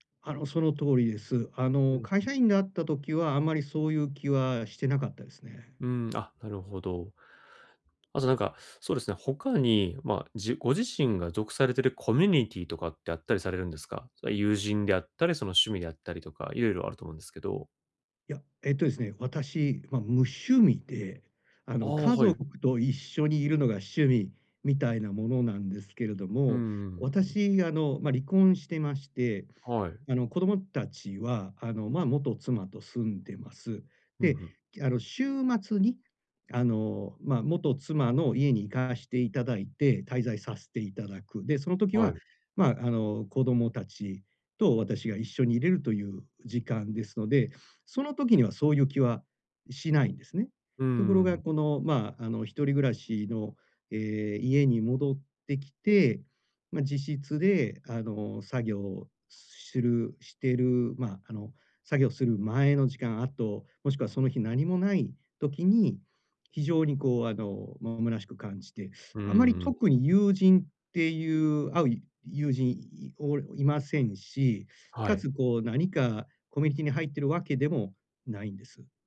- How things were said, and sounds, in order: other background noise
- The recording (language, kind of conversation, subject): Japanese, advice, 記念日や何かのきっかけで湧いてくる喪失感や満たされない期待に、穏やかに対処するにはどうすればよいですか？